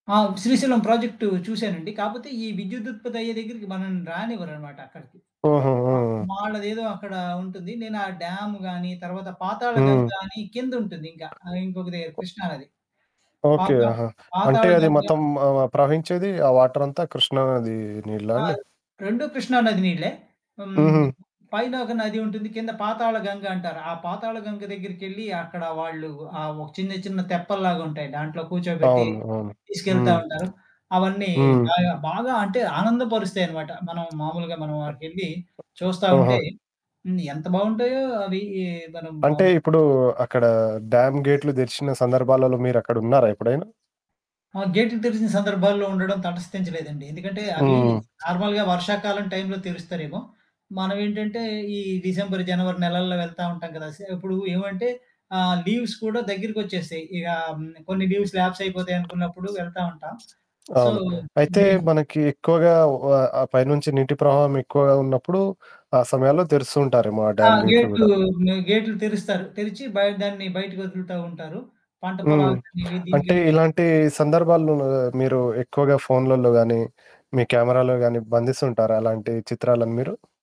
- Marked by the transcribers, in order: static; in English: "డ్యామ్"; other background noise; in English: "డ్యామ్"; in English: "నార్మల్‌గా"; in English: "లీవ్స్"; in English: "లీవ్స్ ల్యాప్స్"; in English: "సో"; in English: "డ్యామ్"
- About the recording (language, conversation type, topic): Telugu, podcast, అందమైన ప్రకృతి దృశ్యం కనిపించినప్పుడు మీరు ముందుగా ఫోటో తీస్తారా, లేక కేవలం ఆస్వాదిస్తారా?